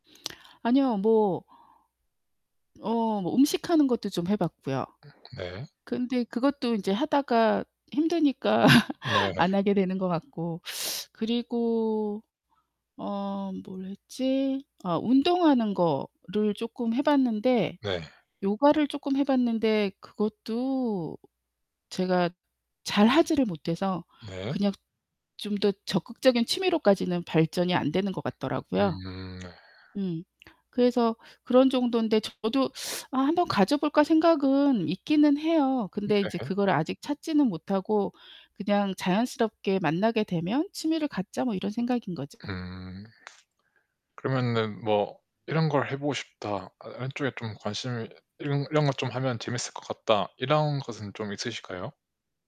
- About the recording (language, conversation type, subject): Korean, unstructured, 취미를 즐기지 않는 사람들에 대해 어떻게 생각하시나요?
- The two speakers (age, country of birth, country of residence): 30-34, South Korea, Portugal; 55-59, South Korea, United States
- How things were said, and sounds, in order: laugh; teeth sucking; other background noise; tapping; teeth sucking; distorted speech